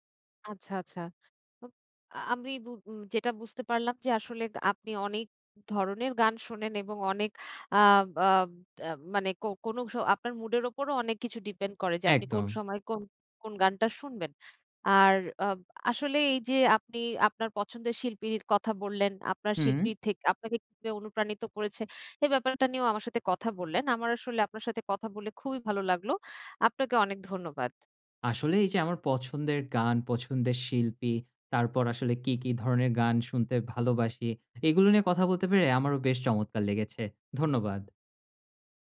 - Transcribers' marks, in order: none
- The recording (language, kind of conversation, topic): Bengali, podcast, কোন শিল্পী বা ব্যান্ড তোমাকে সবচেয়ে অনুপ্রাণিত করেছে?